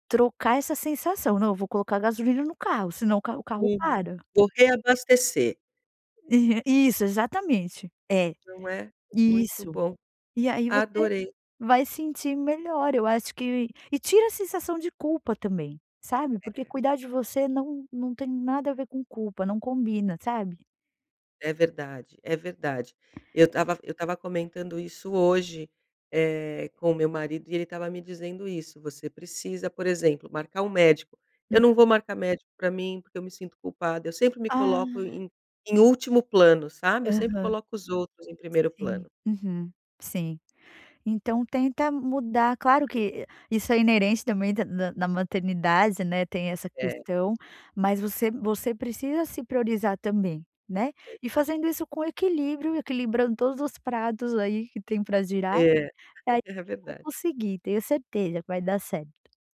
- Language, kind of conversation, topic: Portuguese, advice, Como descrever a sensação de culpa ao fazer uma pausa para descansar durante um trabalho intenso?
- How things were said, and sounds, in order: other background noise; laughing while speaking: "é verdade"